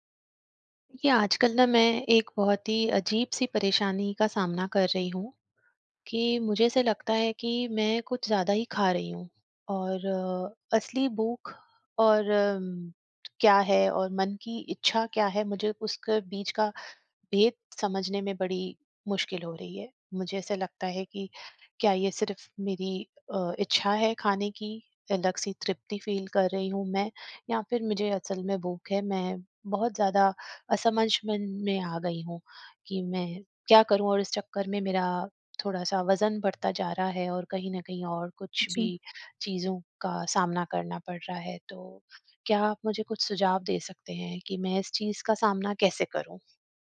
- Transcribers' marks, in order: tapping; in English: "फील"
- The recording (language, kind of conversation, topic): Hindi, advice, भूख और तृप्ति को पहचानना